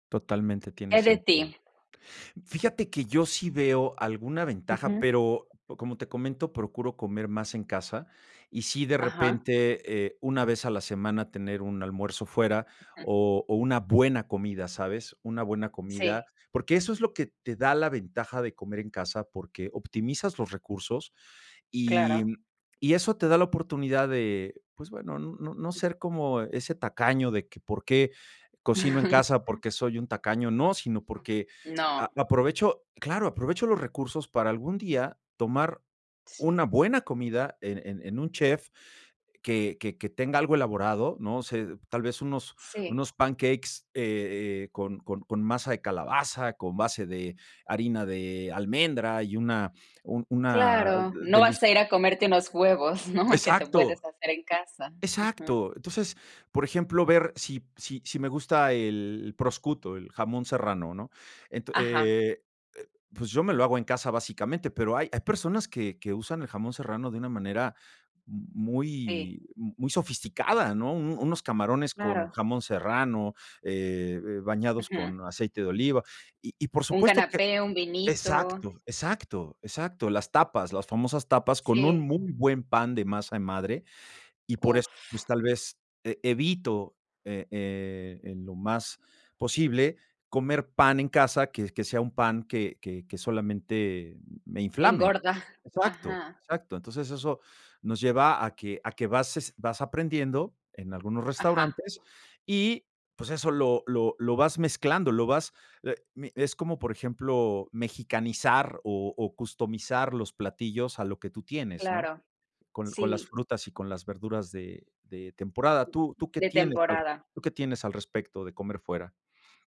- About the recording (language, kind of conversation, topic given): Spanish, unstructured, ¿Prefieres cocinar en casa o comer fuera?
- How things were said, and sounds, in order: other background noise; tapping; chuckle; laughing while speaking: "¿no?"; "prosciutto" said as "proscuto"